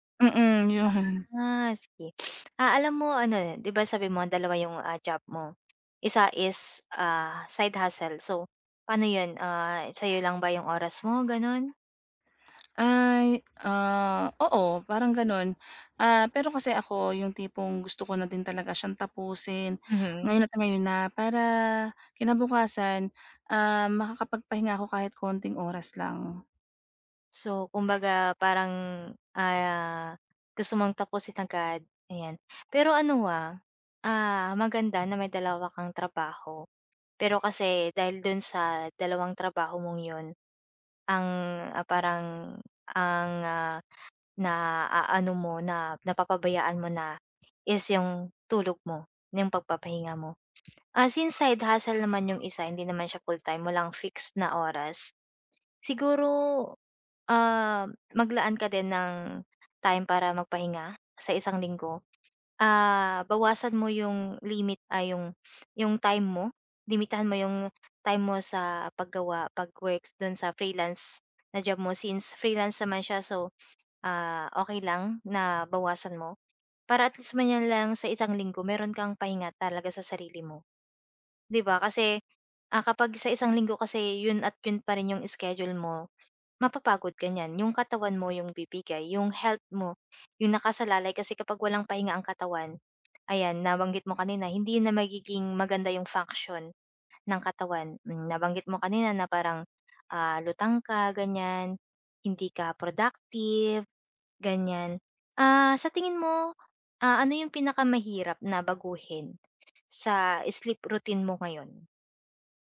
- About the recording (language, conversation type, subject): Filipino, advice, Paano ko mapapanatili ang regular na oras ng pagtulog araw-araw?
- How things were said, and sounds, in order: sniff; tsk; other background noise; tapping; baby crying